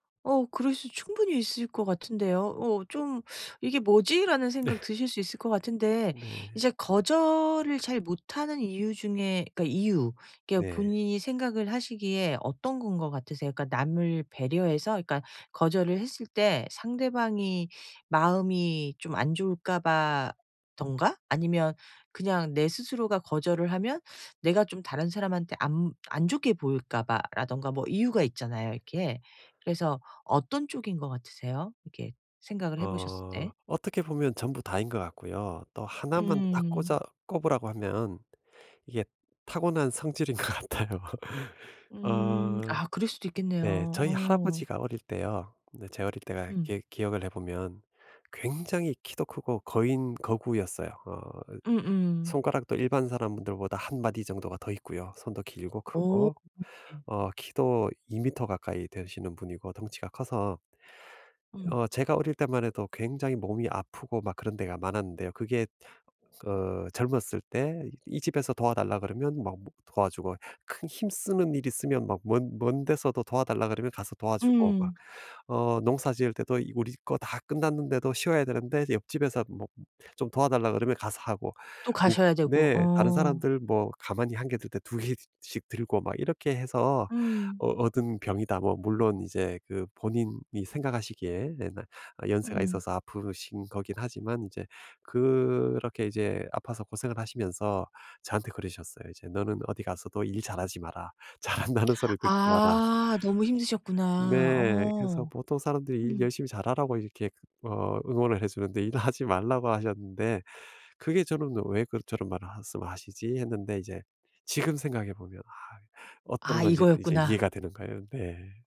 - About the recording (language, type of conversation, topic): Korean, advice, 거절을 더 잘하는 방법을 연습하려면 어떻게 시작해야 할까요?
- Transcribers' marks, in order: laughing while speaking: "네"; other background noise; laughing while speaking: "성질인 것 같아요"; laugh; tapping; laughing while speaking: "잘한다는"; laughing while speaking: "일하지"